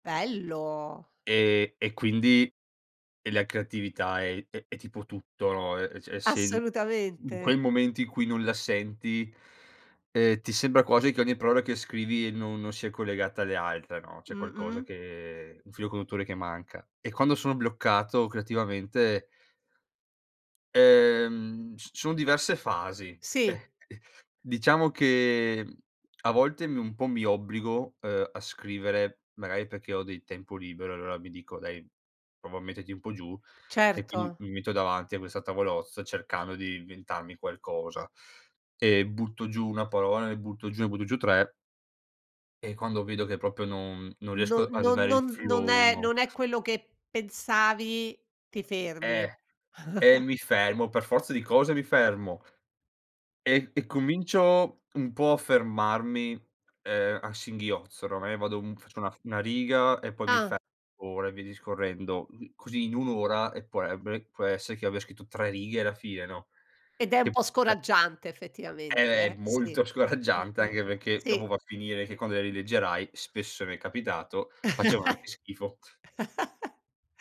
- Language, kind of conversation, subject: Italian, podcast, Cosa fai quando ti senti bloccato creativamente?
- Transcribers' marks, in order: tapping; "cioè" said as "ceh"; "proprio" said as "propio"; chuckle; laughing while speaking: "scoraggiante"; other background noise; chuckle